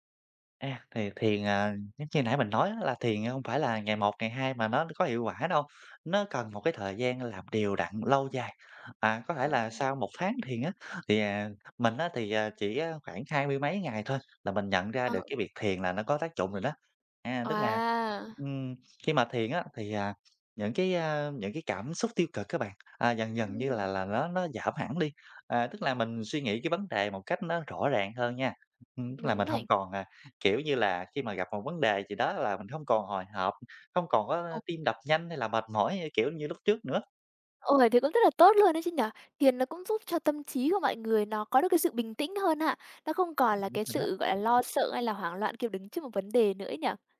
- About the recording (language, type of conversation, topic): Vietnamese, podcast, Thiền giúp bạn quản lý căng thẳng như thế nào?
- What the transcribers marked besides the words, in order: other background noise; tapping; unintelligible speech